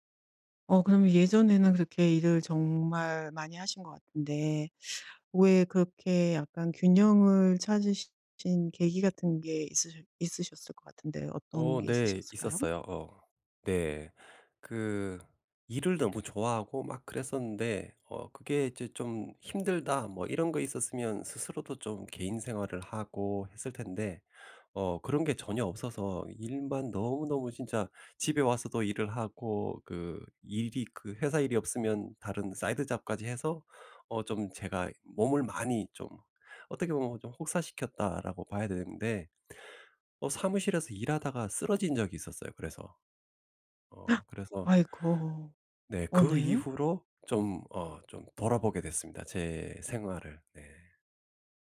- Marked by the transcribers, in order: in English: "side job까지"; gasp
- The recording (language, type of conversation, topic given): Korean, podcast, 일과 개인 생활의 균형을 어떻게 관리하시나요?